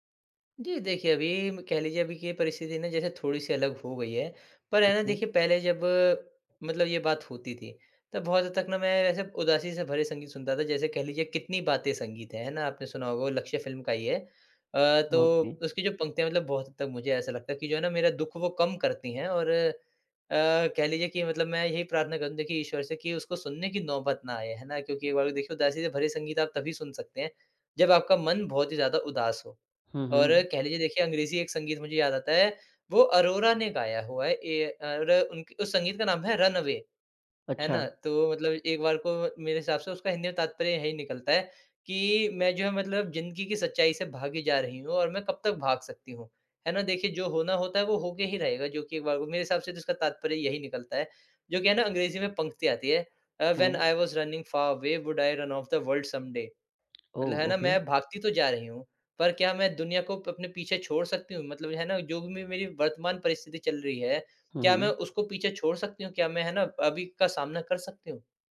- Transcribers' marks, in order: other noise; in English: "ओके"; in English: "व्हेन आई वाज रनिंग फार … द वर्ल्ड समडे"; tapping; in English: "ओके"
- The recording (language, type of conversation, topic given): Hindi, podcast, तुम्हारी संगीत पहचान कैसे बनती है, बताओ न?